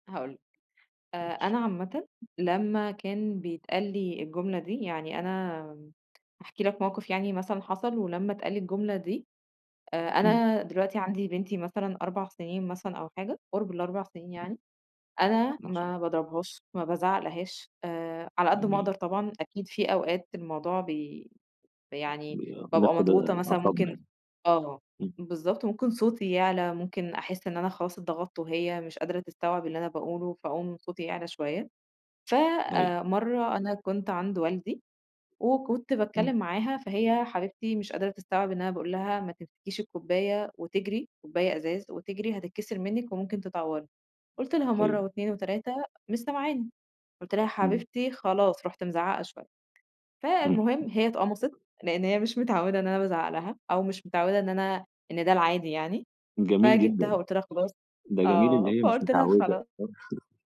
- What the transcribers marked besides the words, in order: unintelligible speech; unintelligible speech; laugh
- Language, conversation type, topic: Arabic, podcast, إزاي بتأدّب ولادك من غير ضرب؟